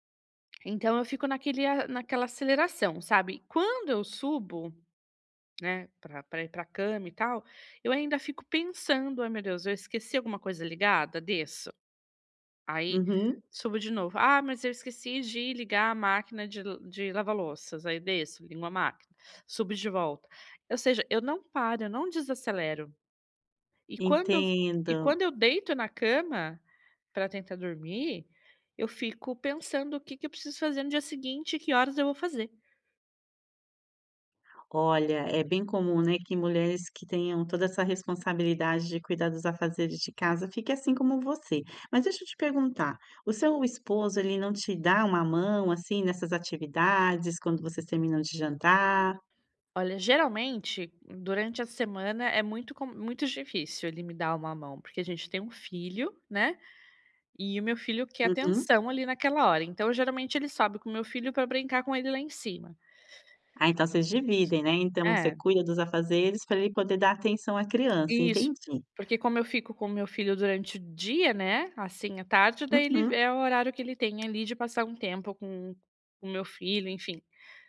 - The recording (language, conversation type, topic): Portuguese, advice, Como posso desacelerar de forma simples antes de dormir?
- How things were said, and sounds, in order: tapping